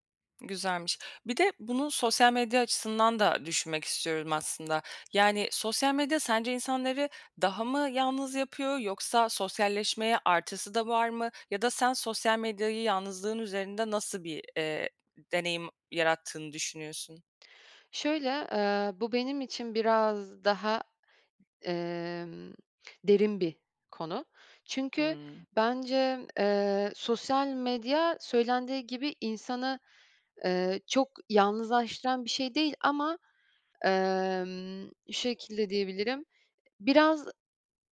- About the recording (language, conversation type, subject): Turkish, podcast, Yalnızlık hissettiğinde bununla nasıl başa çıkarsın?
- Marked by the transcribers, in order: tapping